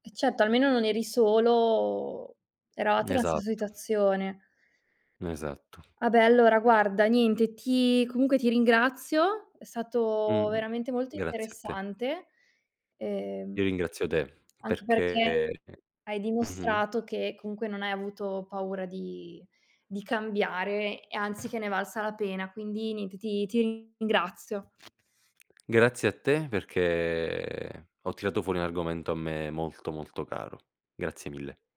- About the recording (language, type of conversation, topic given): Italian, podcast, Che cosa ti ha aiutato a superare la paura di cambiare?
- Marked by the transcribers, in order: "certo" said as "cetto"; drawn out: "solo"; other background noise; tapping; drawn out: "perché"